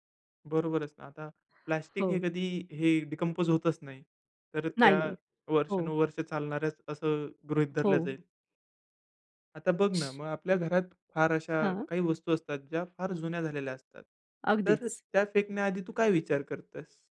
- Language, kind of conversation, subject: Marathi, podcast, कचरा कमी करण्यासाठी तुम्ही दररोज कोणते छोटे बदल करता?
- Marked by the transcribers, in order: other background noise; in English: "डिकंपोज"; tapping; other noise; shush